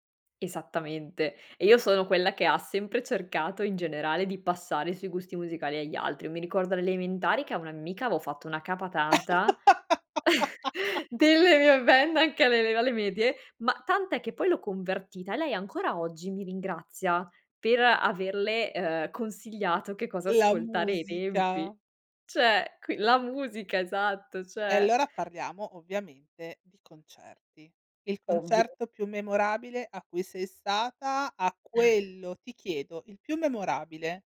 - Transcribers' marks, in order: other background noise; laugh; "amica" said as "ammica"; laugh; laughing while speaking: "delle mie band anche alle ele alle medie"; stressed: "La musica"; joyful: "Cioè qui la musica, esatto, cioè"; chuckle
- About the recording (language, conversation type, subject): Italian, podcast, Che ruolo ha la musica nella tua vita di tutti i giorni?